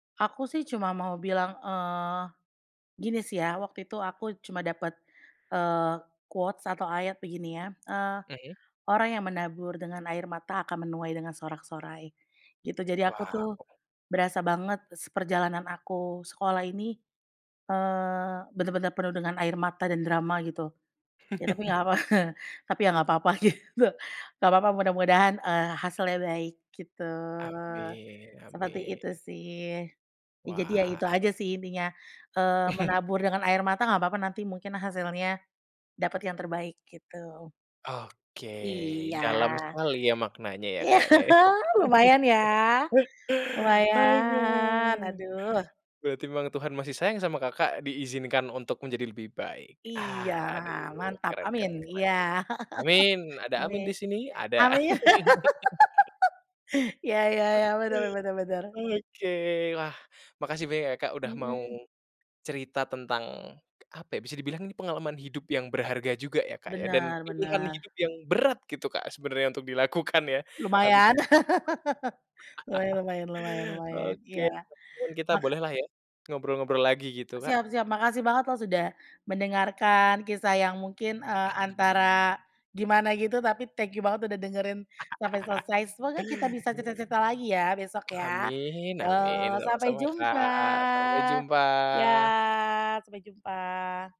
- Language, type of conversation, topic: Indonesian, podcast, Pernahkah kamu merasa malu saat harus belajar ulang?
- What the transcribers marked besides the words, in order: in English: "quotes"; laugh; chuckle; laughing while speaking: "gitu"; drawn out: "gitu"; chuckle; laugh; laughing while speaking: "Oke"; tapping; other background noise; laughing while speaking: "ya"; laugh; drawn out: "lumayan"; laugh; laughing while speaking: "dilakukan"; laugh; chuckle; laugh; drawn out: "jumpa. Ya"